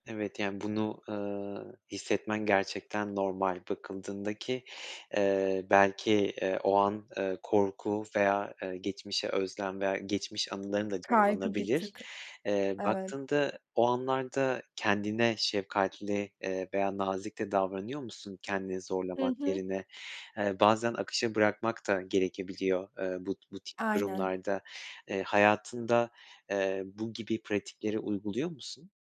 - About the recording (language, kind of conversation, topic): Turkish, podcast, Kendini en iyi hangi dilde ya da hangi yolla ifade edebiliyorsun?
- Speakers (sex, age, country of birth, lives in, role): female, 20-24, Turkey, Germany, guest; male, 30-34, Turkey, Poland, host
- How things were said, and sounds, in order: other background noise